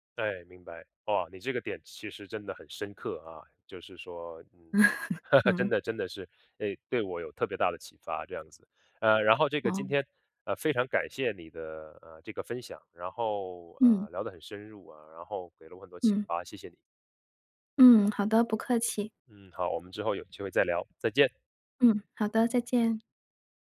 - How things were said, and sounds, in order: chuckle; tapping
- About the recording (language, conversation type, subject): Chinese, podcast, 说说你家里对孩子成才的期待是怎样的？